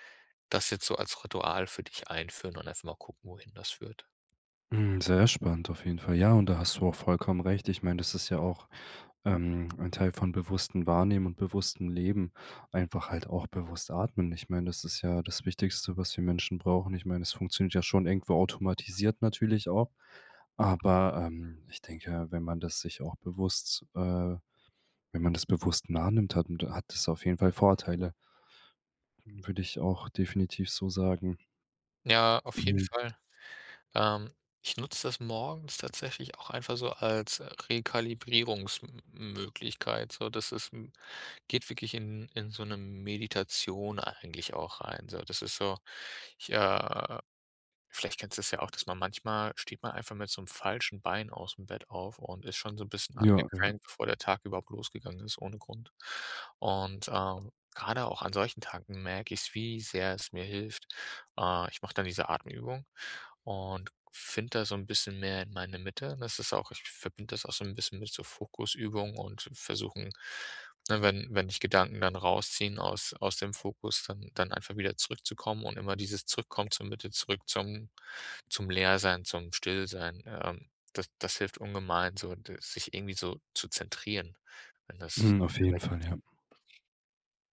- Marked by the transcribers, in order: unintelligible speech
- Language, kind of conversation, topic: German, podcast, Wie nutzt du 15-Minuten-Zeitfenster sinnvoll?